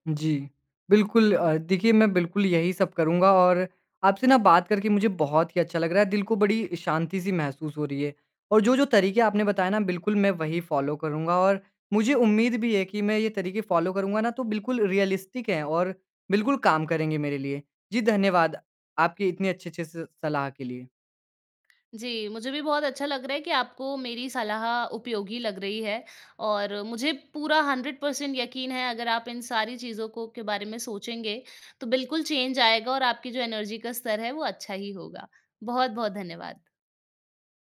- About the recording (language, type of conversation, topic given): Hindi, advice, दिनचर्या बदलने के बाद भी मेरी ऊर्जा में सुधार क्यों नहीं हो रहा है?
- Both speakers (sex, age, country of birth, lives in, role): female, 25-29, India, India, advisor; male, 20-24, India, India, user
- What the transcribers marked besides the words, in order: in English: "फ़ॉलो"; in English: "फ़ॉलो"; in English: "रियलिस्टिक"; in English: "हंड्रेड पर्सेंट"; in English: "चेंज"; in English: "एनर्जी"